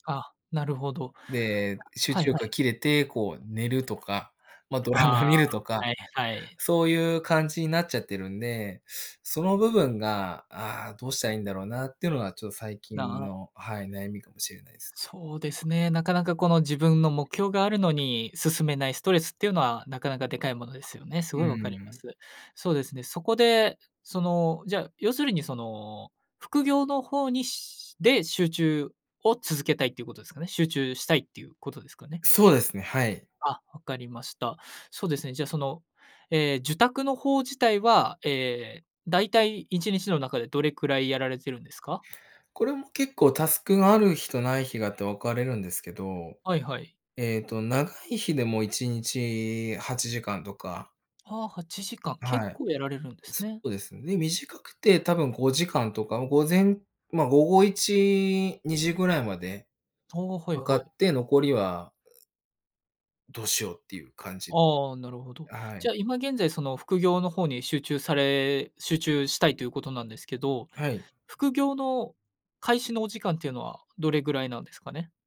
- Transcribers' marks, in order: other noise; laughing while speaking: "ドラマ見るとか"
- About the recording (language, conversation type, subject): Japanese, advice, 仕事中に集中するルーティンを作れないときの対処法